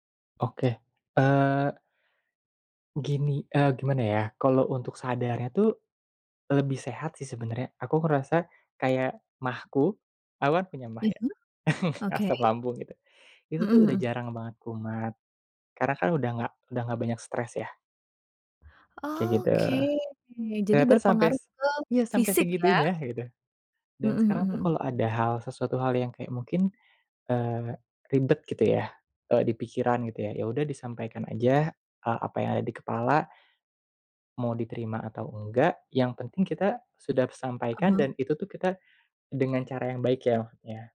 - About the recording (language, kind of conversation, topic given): Indonesian, podcast, Apa yang kamu lakukan untuk mengenal diri sendiri lebih dalam?
- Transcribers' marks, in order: laugh; tapping